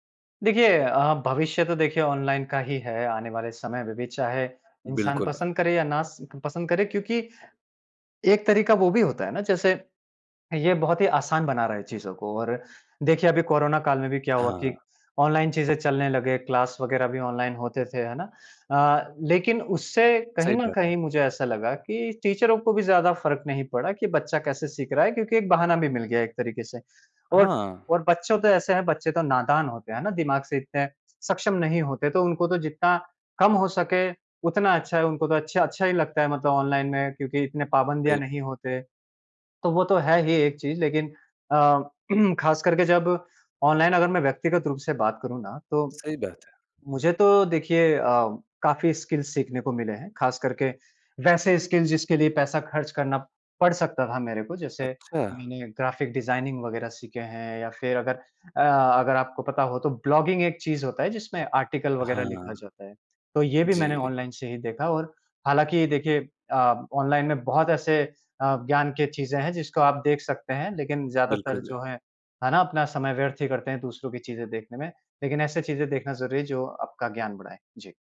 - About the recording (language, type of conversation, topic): Hindi, podcast, ऑनलाइन सीखने से आपकी पढ़ाई या कौशल में क्या बदलाव आया है?
- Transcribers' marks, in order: in English: "क्लास"; in English: "टीचरों"; throat clearing; in English: "स्किल्स"; in English: "स्किल"; in English: "ग्राफ़िक डिज़ाइनिंग"; in English: "ब्लॉगिंग"; in English: "आर्टिकल"